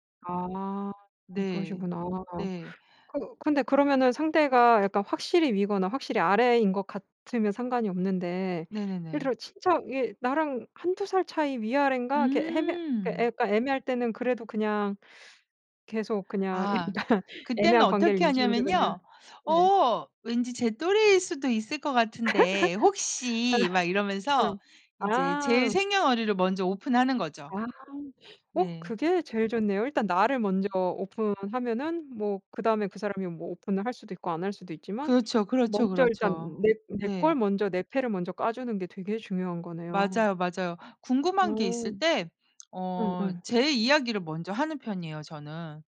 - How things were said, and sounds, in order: laughing while speaking: "일단"; other background noise; laugh; laughing while speaking: "아"
- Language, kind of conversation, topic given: Korean, podcast, 처음 만난 사람과 자연스럽게 친해지려면 어떻게 해야 하나요?